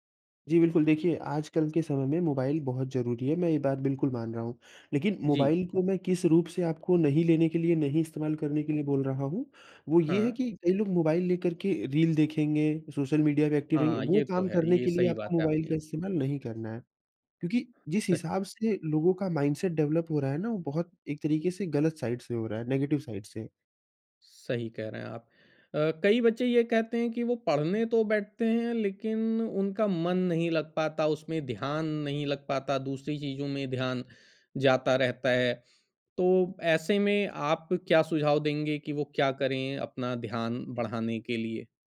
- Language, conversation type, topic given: Hindi, podcast, पढ़ाई में समय का सही इस्तेमाल कैसे किया जाए?
- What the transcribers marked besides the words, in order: tapping; in English: "एक्टिव"; in English: "माइंडसेट डेवलप"; in English: "साइड"; in English: "नेगेटिव साइड"